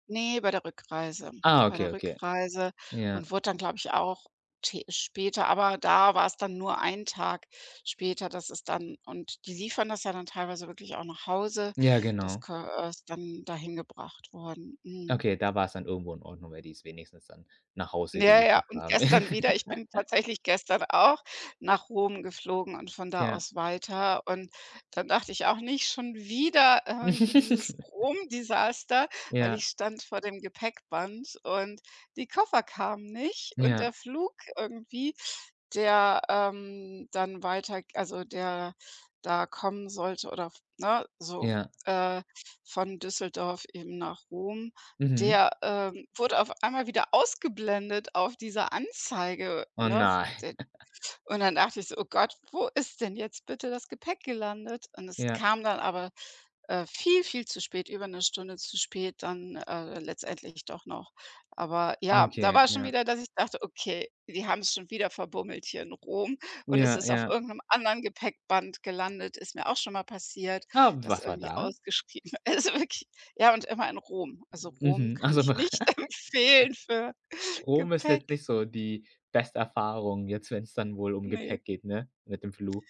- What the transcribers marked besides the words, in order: tapping; laugh; other background noise; chuckle; chuckle; laughing while speaking: "wirklich"; laugh; laughing while speaking: "nicht empfehlen für Gepäck"
- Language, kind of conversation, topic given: German, podcast, Was war dein schlimmstes Gepäckdesaster?